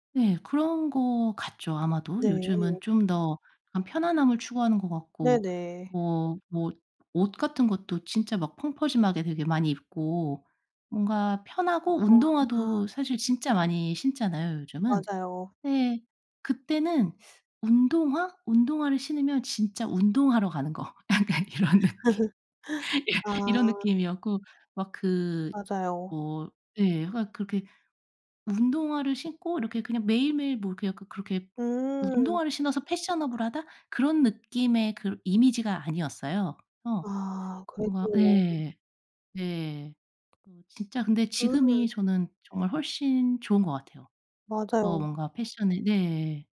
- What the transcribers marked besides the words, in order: other noise; laugh; laughing while speaking: "약간 이런 느낌. 예"; tapping; in English: "패셔너블하다"; other background noise
- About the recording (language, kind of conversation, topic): Korean, podcast, 어릴 때 옷을 입는 방식이 지금과 어떻게 달랐나요?